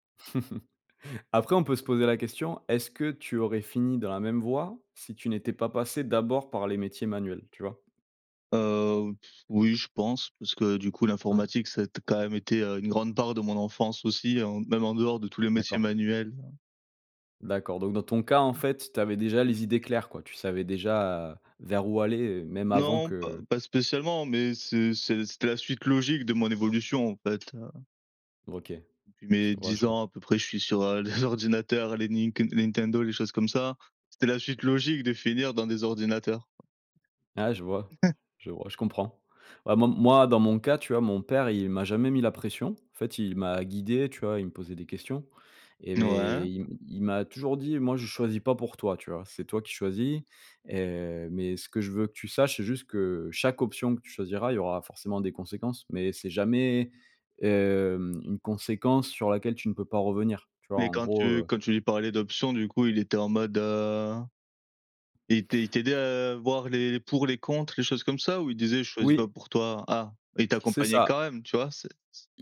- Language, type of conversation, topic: French, unstructured, Faut-il donner plus de liberté aux élèves dans leurs choix d’études ?
- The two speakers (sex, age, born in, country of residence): male, 25-29, France, France; male, 35-39, France, France
- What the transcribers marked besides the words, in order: chuckle; sigh; other background noise; tapping; chuckle